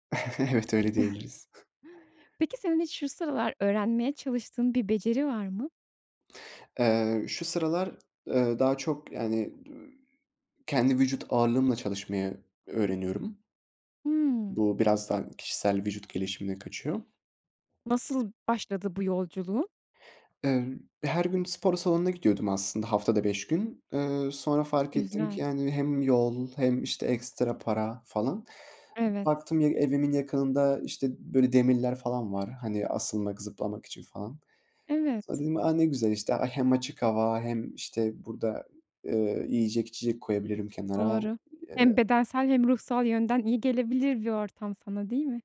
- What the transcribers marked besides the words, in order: laughing while speaking: "Evet"; chuckle; drawn out: "Hıı"; other background noise
- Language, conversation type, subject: Turkish, podcast, Birine bir beceriyi öğretecek olsan nasıl başlardın?